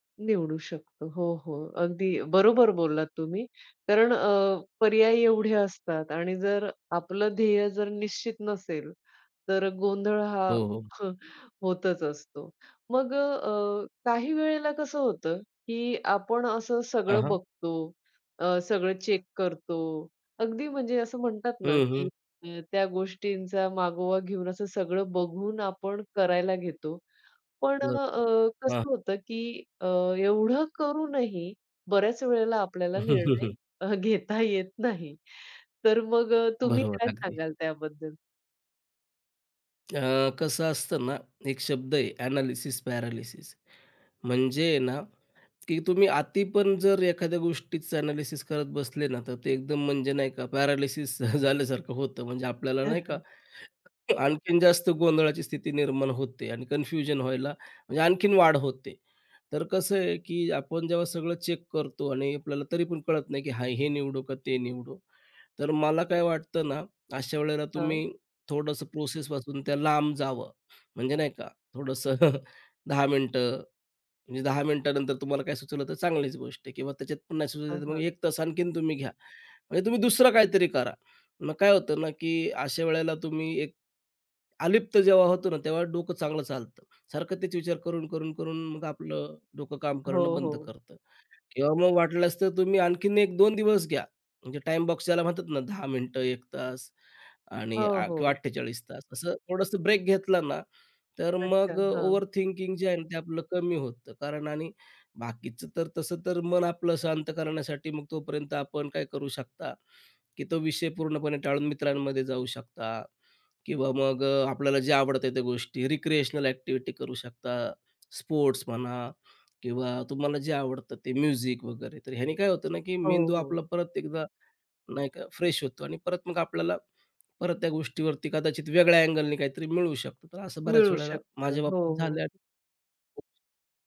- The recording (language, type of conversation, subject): Marathi, podcast, अनेक पर्यायांमुळे होणारा गोंधळ तुम्ही कसा दूर करता?
- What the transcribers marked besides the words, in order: chuckle; in English: "चेक"; other noise; chuckle; laughing while speaking: "घेता येत नाही"; tapping; in English: "ॲनालिसिस, पॅरालिसिस"; in English: "ॲनालिसिस"; in English: "पॅरालिसिस"; chuckle; chuckle; in English: "कन्फ्युजन"; in English: "चेक"; chuckle; in English: "ओव्हर थिंकिंग"; in English: "रिक्रिएशनल ॲक्टिव्हिटी"; other background noise; in English: "म्युझिक"; in English: "फ्रेश"